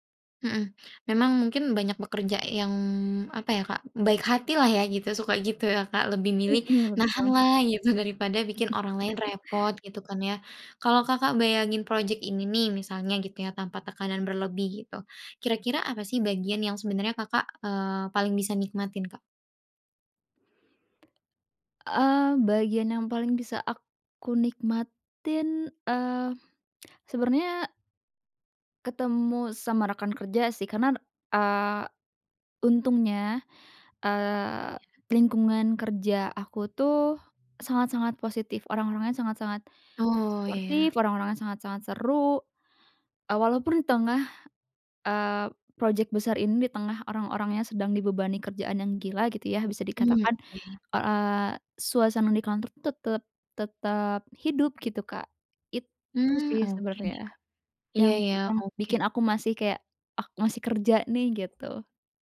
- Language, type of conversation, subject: Indonesian, advice, Bagaimana cara berhenti menunda semua tugas saat saya merasa lelah dan bingung?
- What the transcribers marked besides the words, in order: other street noise; laughing while speaking: "gitu"; chuckle; tapping